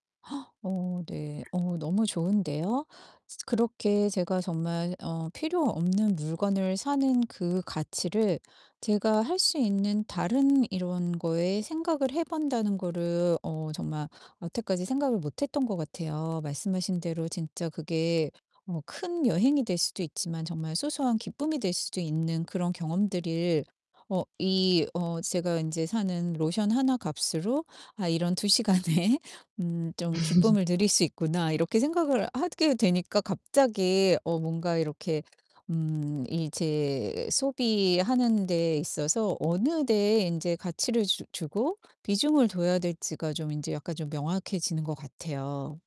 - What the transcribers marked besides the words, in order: gasp; distorted speech; tapping; laughing while speaking: "두 시간에"; laughing while speaking: "음"
- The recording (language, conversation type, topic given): Korean, advice, 물건 대신 경험에 돈을 쓰려면 어떻게 시작하고 무엇을 우선으로 해야 할까요?